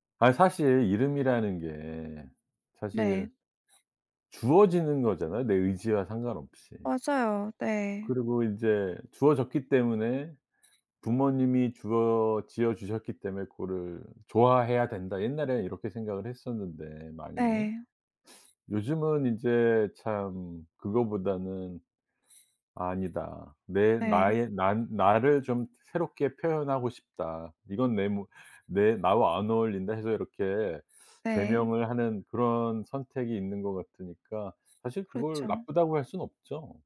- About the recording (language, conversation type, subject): Korean, podcast, 네 이름에 담긴 이야기나 의미가 있나요?
- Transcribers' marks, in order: tapping; other background noise